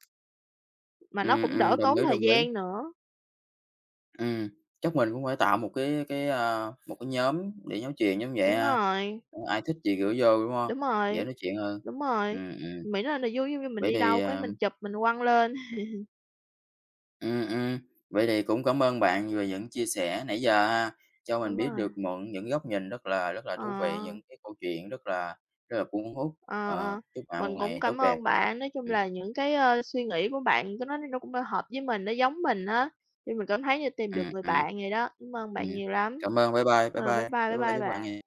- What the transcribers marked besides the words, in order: tapping; other background noise; laugh
- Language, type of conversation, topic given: Vietnamese, unstructured, Khoảnh khắc nào trong gia đình khiến bạn nhớ nhất?
- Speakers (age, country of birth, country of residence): 20-24, Vietnam, Vietnam; 30-34, Vietnam, Vietnam